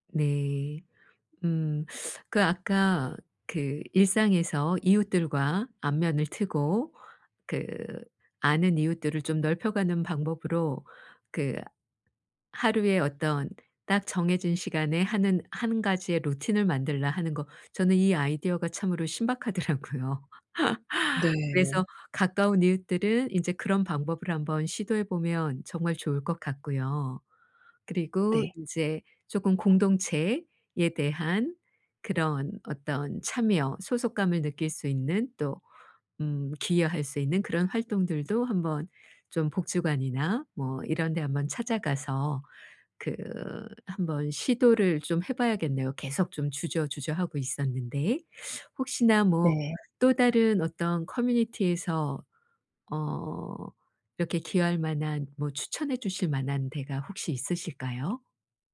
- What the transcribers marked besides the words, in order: tapping; laughing while speaking: "신박하더라고요"; laugh; other background noise
- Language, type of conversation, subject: Korean, advice, 지역사회에 참여해 소속감을 느끼려면 어떻게 해야 하나요?